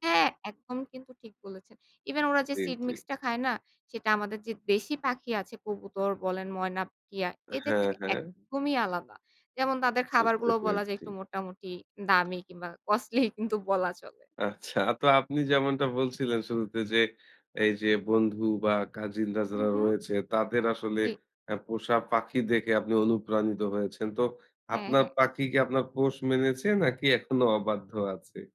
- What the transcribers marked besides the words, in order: laughing while speaking: "কস্টলি কিন্তু বলা চলে"; in English: "কস্টলি"
- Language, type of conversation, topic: Bengali, podcast, তুমি যে শখ নিয়ে সবচেয়ে বেশি উচ্ছ্বসিত, সেটা কীভাবে শুরু করেছিলে?
- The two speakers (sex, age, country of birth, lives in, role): female, 25-29, Bangladesh, Bangladesh, guest; male, 30-34, Bangladesh, Bangladesh, host